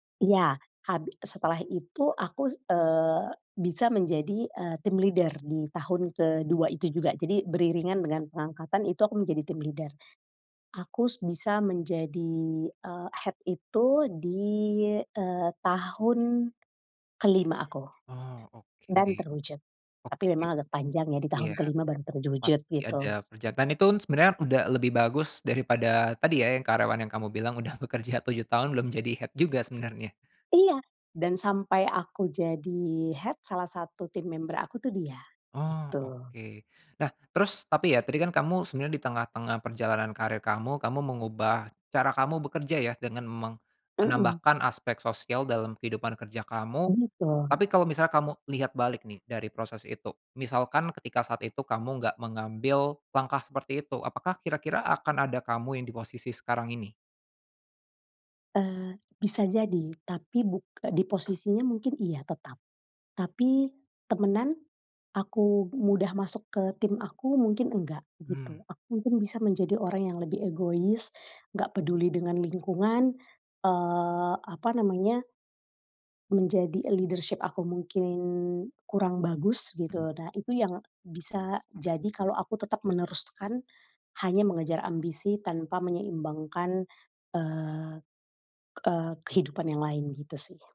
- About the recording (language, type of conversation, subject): Indonesian, podcast, Bagaimana kita menyeimbangkan ambisi dan kualitas hidup saat mengejar kesuksesan?
- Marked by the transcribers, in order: in English: "team leader"; other background noise; in English: "team leader"; in English: "head"; "pekerjaan" said as "perjatan"; "terwujud" said as "terjujud"; in English: "head"; in English: "head"; in English: "team member"; in English: "leadership"